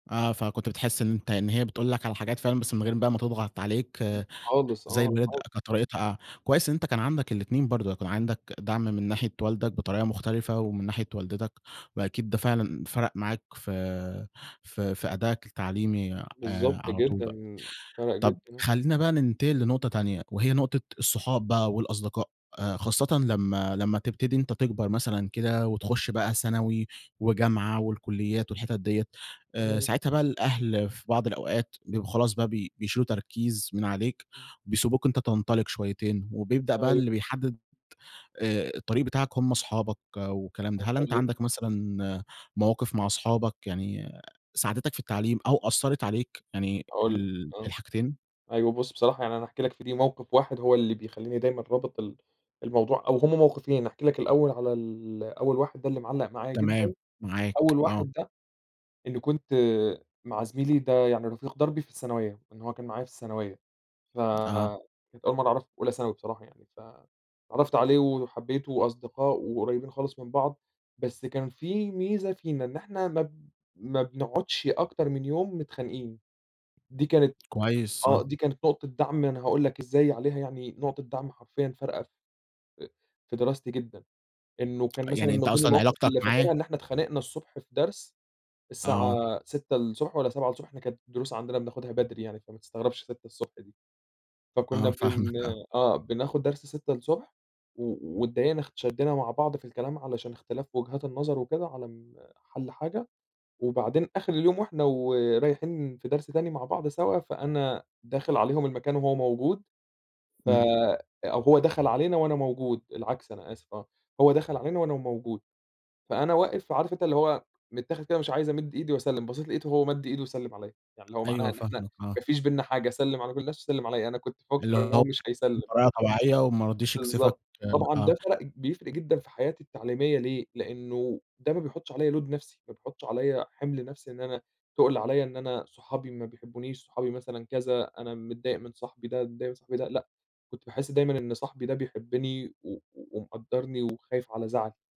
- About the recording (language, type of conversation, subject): Arabic, podcast, شو دور الأصحاب والعيلة في رحلة التعلّم؟
- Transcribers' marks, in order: unintelligible speech; chuckle; tapping; in English: "load"